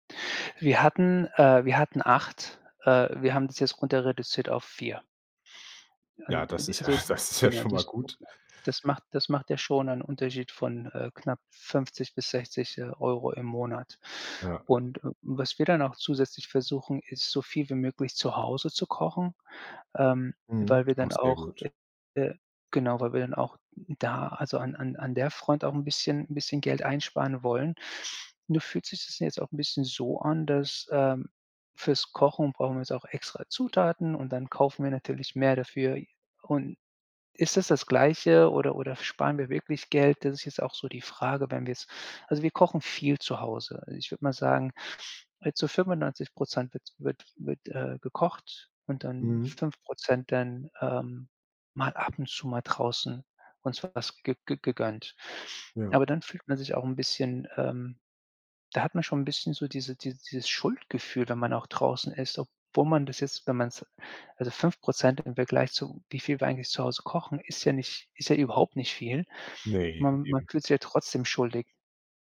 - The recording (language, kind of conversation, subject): German, advice, Wie komme ich bis zum Monatsende mit meinem Geld aus?
- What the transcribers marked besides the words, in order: laughing while speaking: "ist ja"